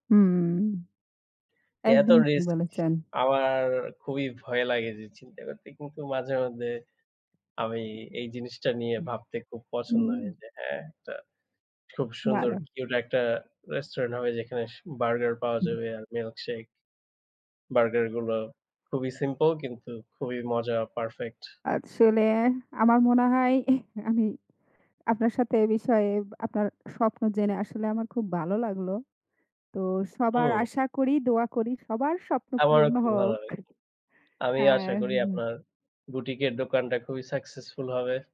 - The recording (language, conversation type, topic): Bengali, unstructured, তুমি কীভাবে নিজের স্বপ্ন পূরণ করতে চাও?
- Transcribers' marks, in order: "ঠিক" said as "টিক"; "বলেছেন" said as "বলেচেন"; other background noise; tapping; "আসলে" said as "আতসলে"; chuckle; chuckle